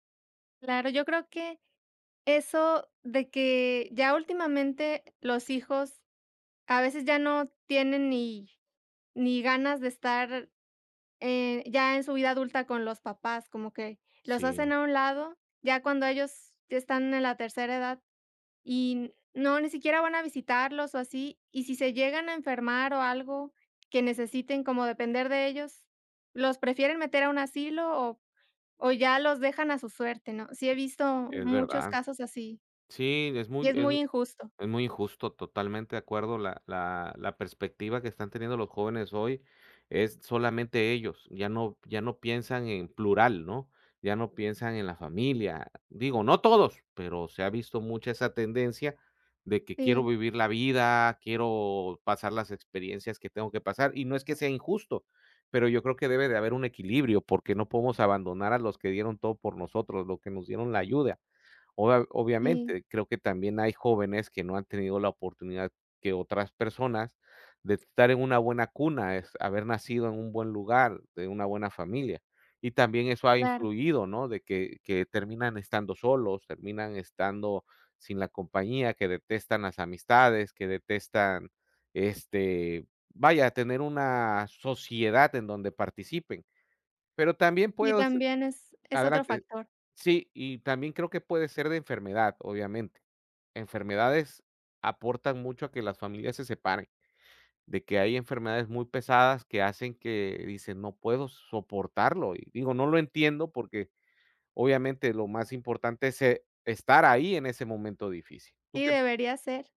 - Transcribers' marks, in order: none
- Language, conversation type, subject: Spanish, unstructured, ¿Crees que es justo que algunas personas mueran solas?